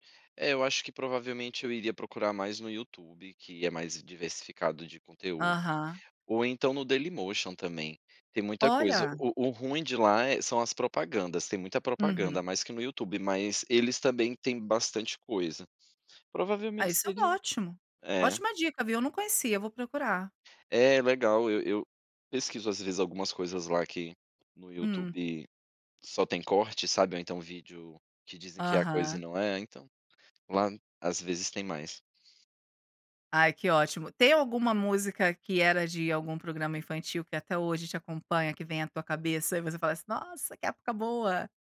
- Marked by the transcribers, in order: none
- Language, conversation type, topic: Portuguese, podcast, Qual programa infantil da sua infância você lembra com mais saudade?